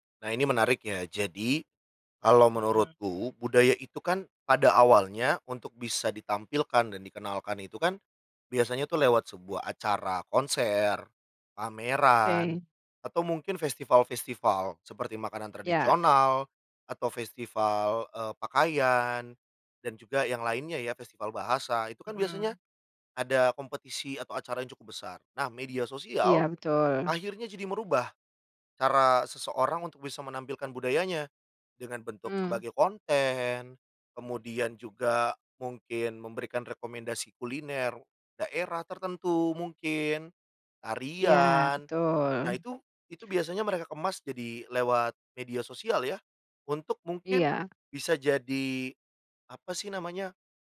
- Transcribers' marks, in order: tapping; other background noise
- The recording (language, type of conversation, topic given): Indonesian, podcast, Bagaimana media sosial mengubah cara kita menampilkan budaya?